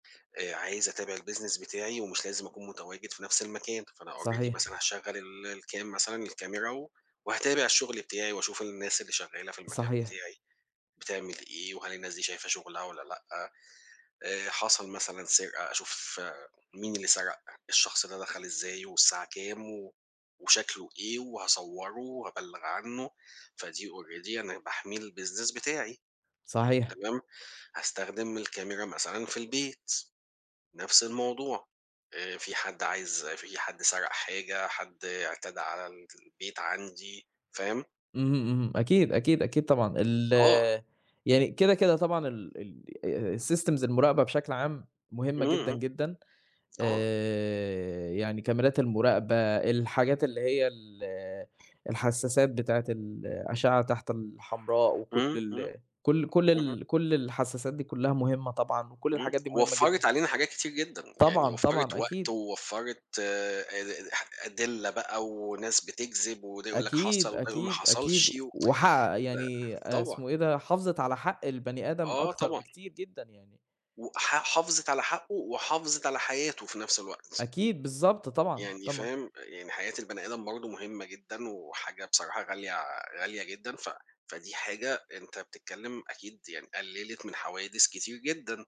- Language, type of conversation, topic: Arabic, unstructured, إيه رأيك في استخدام التكنولوجيا لمراقبة الناس؟
- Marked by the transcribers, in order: in English: "الBusiness"; tapping; in English: "already"; in English: "الcam"; in English: "already"; in English: "الbusiness"; other background noise; in English: "الsystems"; tsk